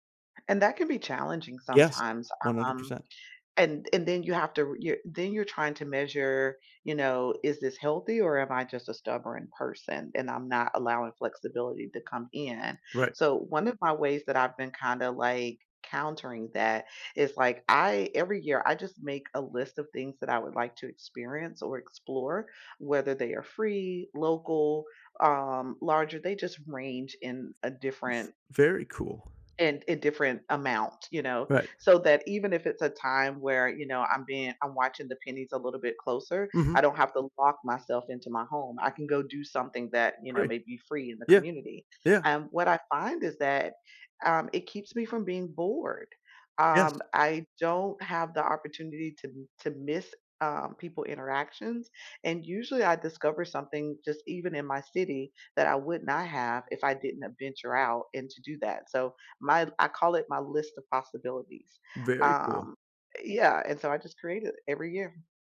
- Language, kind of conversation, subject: English, unstructured, How can I stay open to changing my beliefs with new information?
- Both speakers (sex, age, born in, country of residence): female, 50-54, United States, United States; male, 40-44, United States, United States
- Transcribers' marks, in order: tapping; other background noise